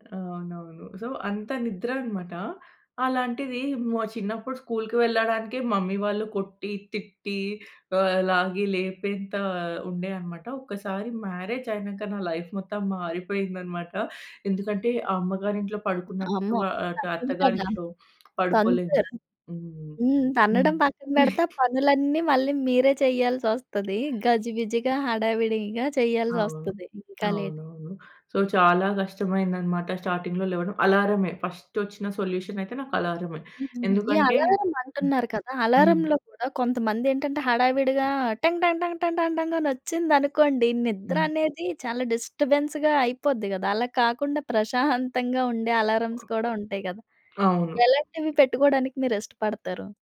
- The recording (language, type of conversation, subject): Telugu, podcast, సమయానికి లేవడానికి మీరు పాటించే చిట్కాలు ఏమిటి?
- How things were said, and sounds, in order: in English: "సో"; in English: "స్కూల్‌కి"; in English: "మమ్మీ"; tapping; in English: "మ్యారేజ్"; in English: "లైఫ్"; chuckle; in English: "లేట్"; in English: "సో"; in English: "స్టార్టింగ్‌లో"; in English: "ఫస్ట్"; other noise; in English: "డిస్టర్బెన్‌స్‌గా"; in English: "అలార్‌మ్స్"; other background noise